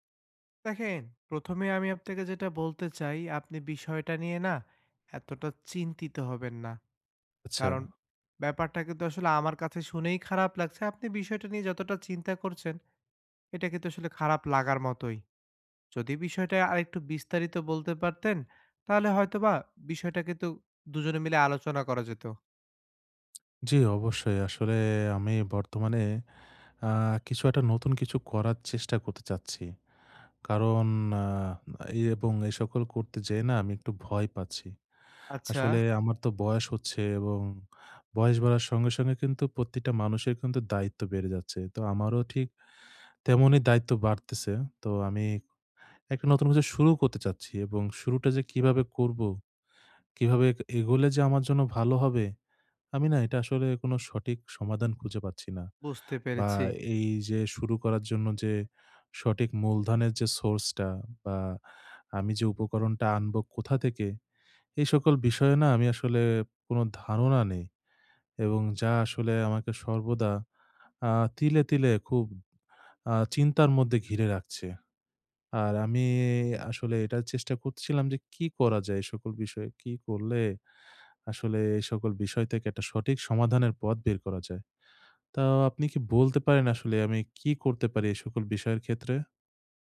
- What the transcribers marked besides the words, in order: other background noise
- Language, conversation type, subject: Bengali, advice, ব্যর্থতার ভয়ে চেষ্টা করা বন্ধ করা